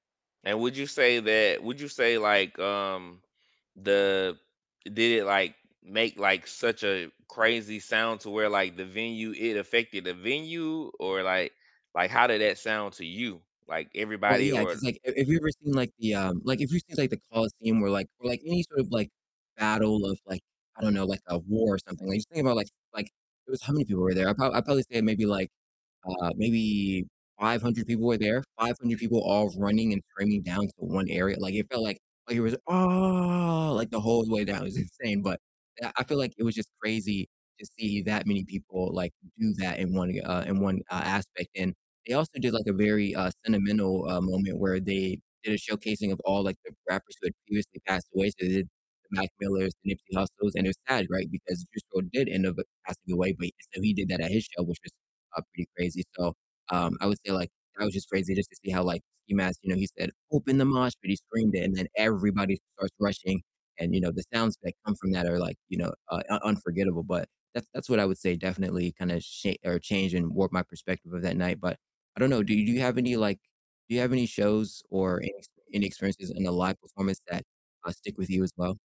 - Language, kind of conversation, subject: English, unstructured, What is the best live performance you have ever seen, and where were you, who were you with, and what made it unforgettable?
- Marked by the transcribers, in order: distorted speech; drawn out: "Ah!"; laughing while speaking: "insane"